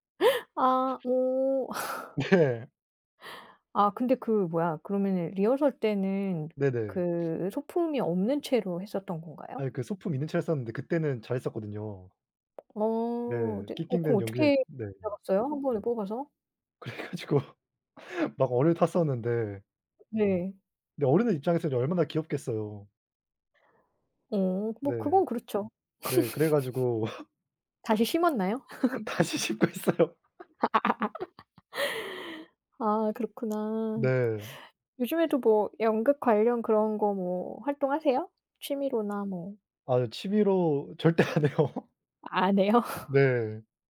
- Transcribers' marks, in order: gasp; laugh; laughing while speaking: "네"; sniff; other background noise; laughing while speaking: "그래 가지고"; laugh; laughing while speaking: "다시 심고 했어요"; laugh; tapping; laugh; laughing while speaking: "안 해요"; laugh
- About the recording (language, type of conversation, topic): Korean, unstructured, 학교에서 가장 행복했던 기억은 무엇인가요?